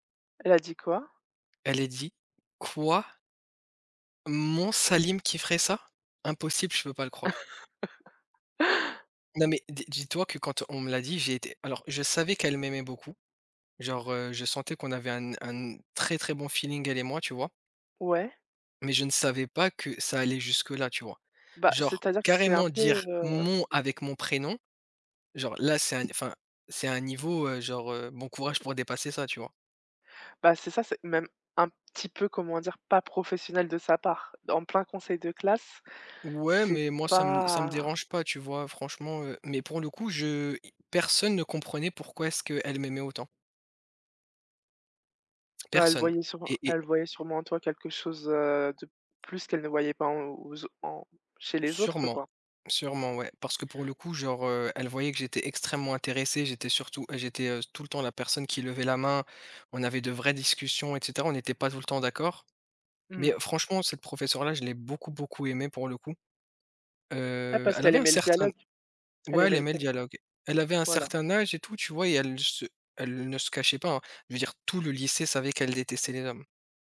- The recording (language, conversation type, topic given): French, unstructured, Quelle est votre stratégie pour maintenir un bon équilibre entre le travail et la vie personnelle ?
- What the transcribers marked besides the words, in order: stressed: "Mon"; laugh; other background noise; tapping; drawn out: "pas"